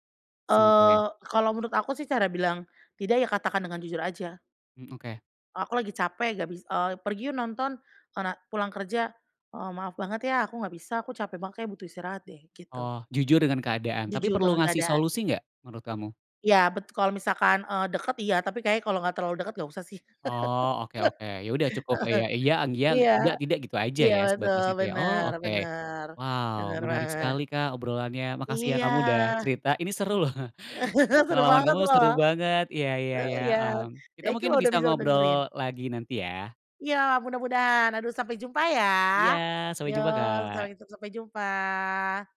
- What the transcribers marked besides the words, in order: "iya" said as "aiya"; laugh; laughing while speaking: "Heeh"; other background noise; laugh; chuckle
- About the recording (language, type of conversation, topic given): Indonesian, podcast, Bagaimana kamu bisa menegaskan batasan tanpa membuat orang lain tersinggung?